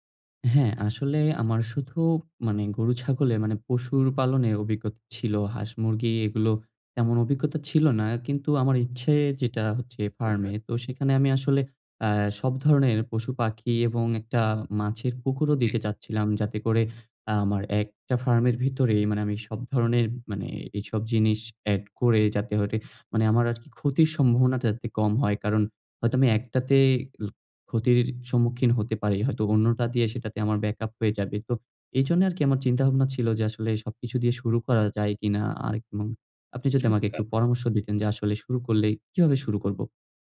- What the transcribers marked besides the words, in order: in English: "এড"; "এবং" said as "কমং"
- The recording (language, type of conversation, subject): Bengali, advice, কাজের জন্য পর্যাপ্ত সম্পদ বা সহায়তা চাইবেন কীভাবে?